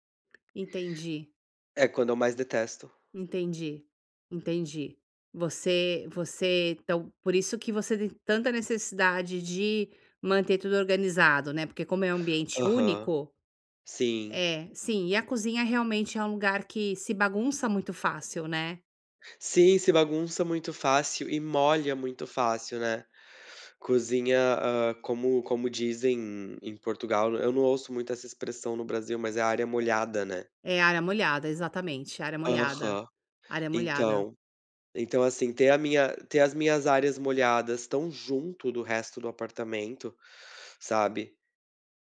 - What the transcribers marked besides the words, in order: none
- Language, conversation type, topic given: Portuguese, advice, Como posso realmente desligar e relaxar em casa?